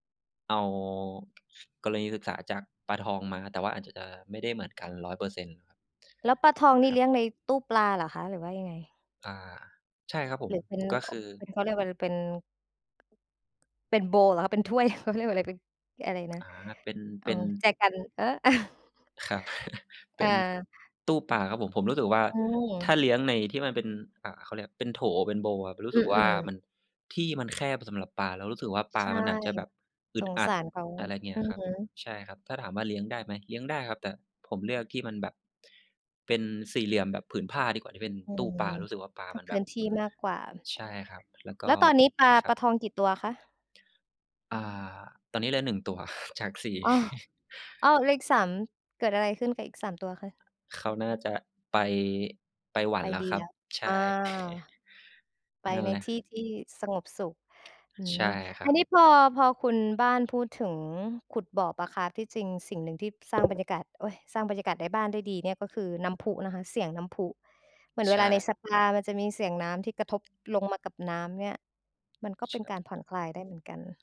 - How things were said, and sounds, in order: tapping; other noise; in English: "โบวล์"; laughing while speaking: "ถ้วย เขาเรียกว่าอะไร เป็น"; laughing while speaking: "เออ"; chuckle; in English: "โบวล์"; other background noise; laughing while speaking: "จาก สี่"; chuckle
- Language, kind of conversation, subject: Thai, unstructured, คุณมีวิธีสร้างบรรยากาศที่ดีในบ้านอย่างไร?
- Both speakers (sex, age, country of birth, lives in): female, 25-29, Thailand, Thailand; male, 25-29, Thailand, Thailand